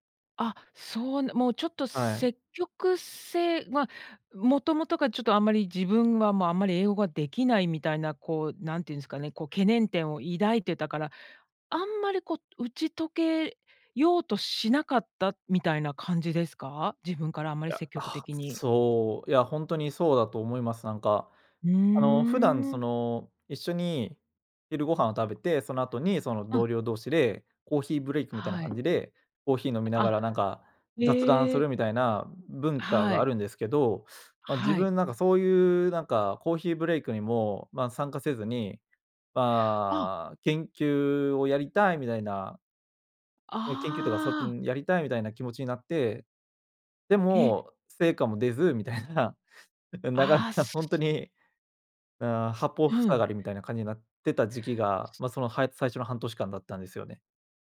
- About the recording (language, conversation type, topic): Japanese, podcast, 失敗からどのようなことを学びましたか？
- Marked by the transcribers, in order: tapping; other noise; laugh; laughing while speaking: "ん、なかなかほんとに"